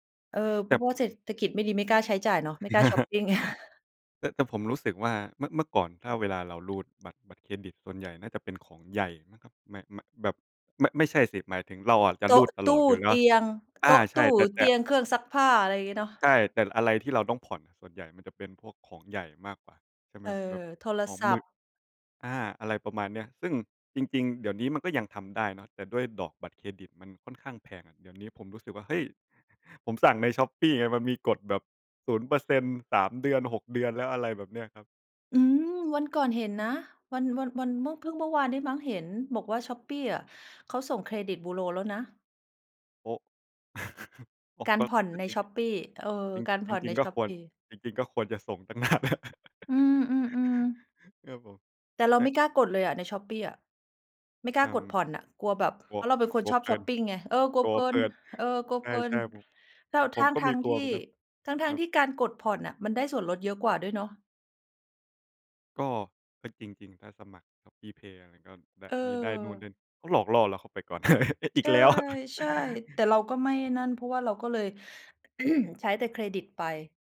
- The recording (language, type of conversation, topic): Thai, unstructured, คุณคิดอย่างไรเกี่ยวกับการใช้บัตรเครดิตในชีวิตประจำวัน?
- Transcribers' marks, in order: chuckle; other background noise; chuckle; laugh; laughing while speaking: "ตั้งนานแล้ว"; chuckle; laugh; laughing while speaking: "อีกแล้ว"; chuckle; throat clearing